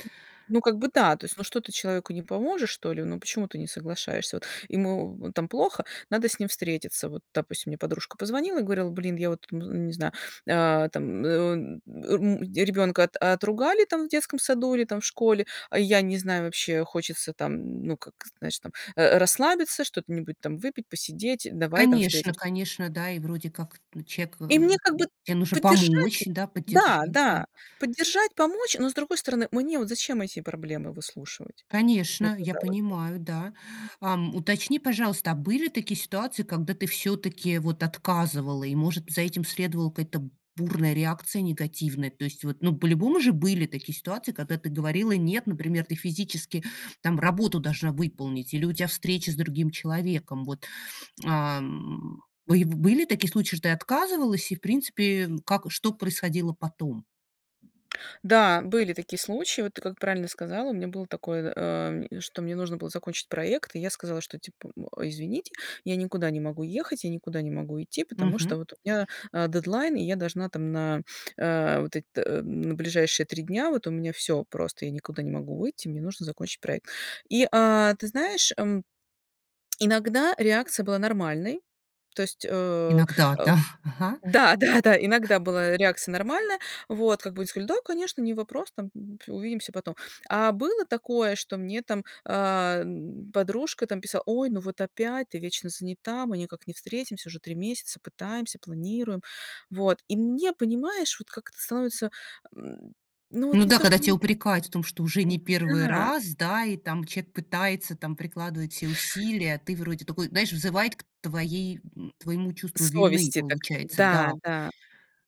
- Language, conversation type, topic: Russian, advice, Как научиться говорить «нет», не расстраивая других?
- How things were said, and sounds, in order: other background noise; put-on voice: "Ой, ну вот опять ты … месяца, пытаемся, планируем"